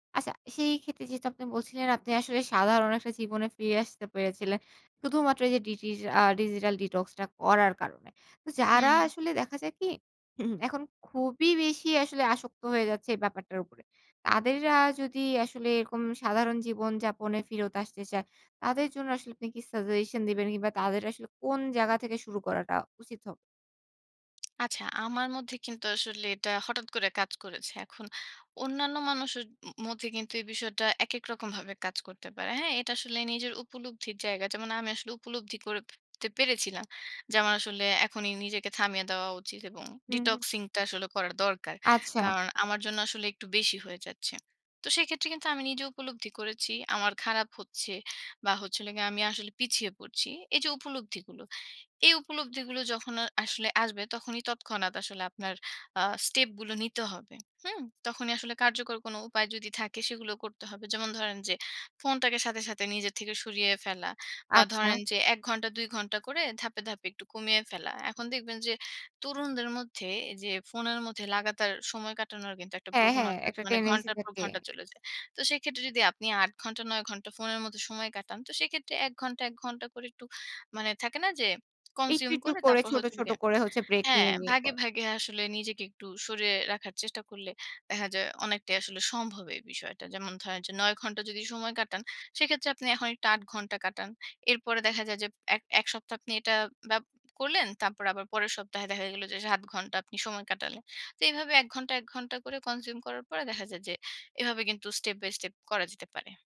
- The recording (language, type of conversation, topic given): Bengali, podcast, ডিজিটাল ডিটক্স করলে কেমন লাগে, বলো তো?
- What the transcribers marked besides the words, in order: in English: "digital detox"; throat clearing; "ফেরত" said as "ফিরত"; in English: "detoxing"; in English: "tendency"; in English: "consume"; in English: "consume"; in English: "step by step"